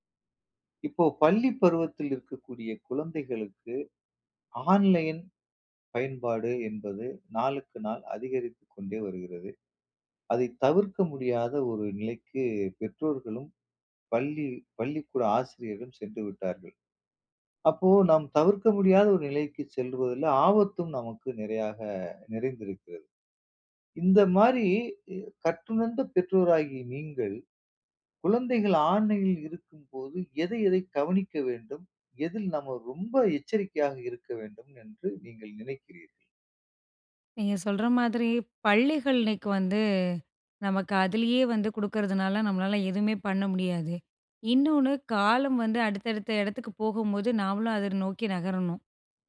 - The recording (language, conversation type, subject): Tamil, podcast, குழந்தைகள் ஆன்லைனில் இருக்கும் போது பெற்றோர் என்னென்ன விஷயங்களை கவனிக்க வேண்டும்?
- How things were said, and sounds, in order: in English: "ஆன்லைன்"; in English: "ஆன்லைனில்"